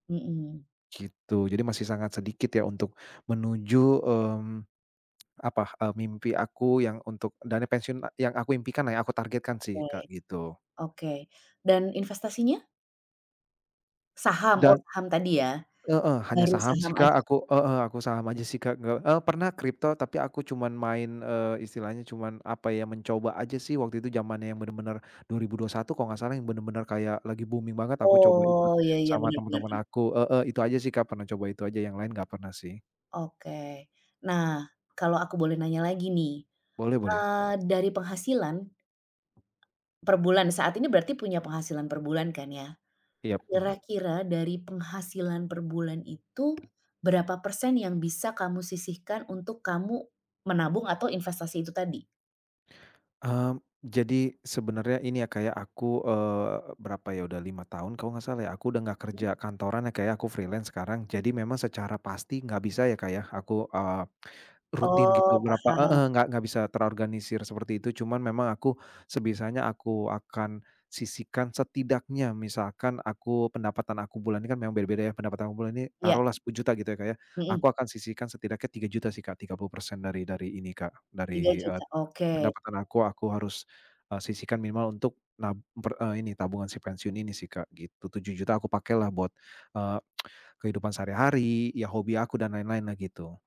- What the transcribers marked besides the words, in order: tsk; tapping; other background noise; in English: "booming"; in English: "freelance"; stressed: "setidaknya"; tsk
- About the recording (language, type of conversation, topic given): Indonesian, advice, Bagaimana cara mulai merencanakan pensiun jika saya cemas tabungan pensiun saya terlalu sedikit?